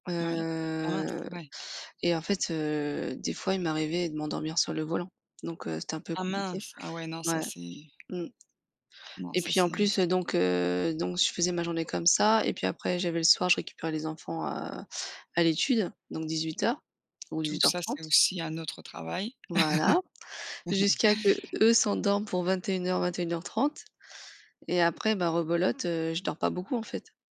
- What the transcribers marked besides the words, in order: drawn out: "Heu"; tapping; chuckle
- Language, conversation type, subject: French, unstructured, Quelle est la plus grande leçon que vous avez apprise sur l’importance du repos ?